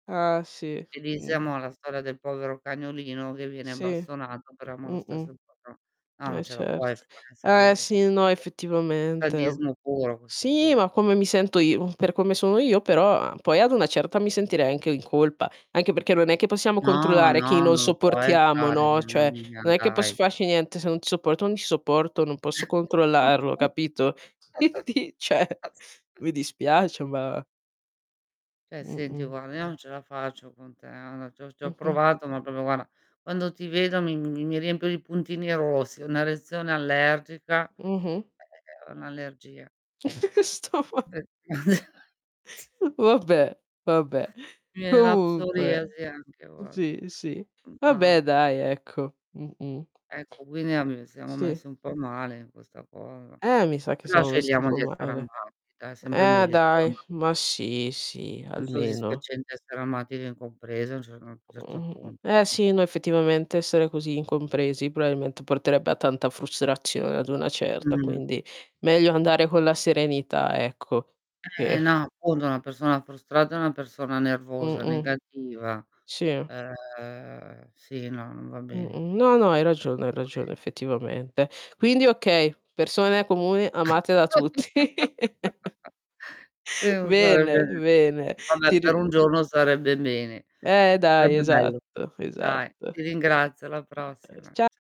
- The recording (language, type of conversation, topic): Italian, unstructured, Preferiresti essere un genio incompreso o una persona comune amata da tutti?
- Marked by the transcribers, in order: other background noise; unintelligible speech; "bastonato" said as "bassonato"; distorted speech; unintelligible speech; chuckle; unintelligible speech; laughing while speaking: "Quindi, ceh"; "cioè" said as "ceh"; "Cioè" said as "ceh"; "guarda" said as "guara"; tapping; chuckle; laughing while speaking: "Sto ma"; unintelligible speech; laughing while speaking: "Vabbè"; static; drawn out: "Ehm"; unintelligible speech; chuckle; laughing while speaking: "tutti"; unintelligible speech; laugh